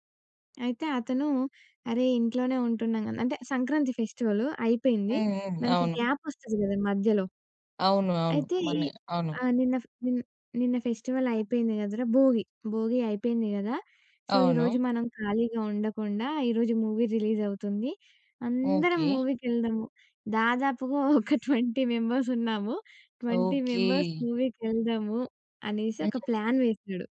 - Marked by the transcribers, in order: other background noise; in English: "ఫెస్టివల్"; in English: "గ్యాప్"; in English: "ఫెస్టివల్"; in English: "సో"; in English: "మూవీ రిలీజ్"; chuckle; in English: "ట్వెంటీ మెంబర్స్"; in English: "ట్వెంటీ మెంబర్స్ మూవీ‌కి"; in English: "ప్లాన్"
- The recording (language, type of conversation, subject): Telugu, podcast, పండగను మీరు ఎలా అనుభవించారు?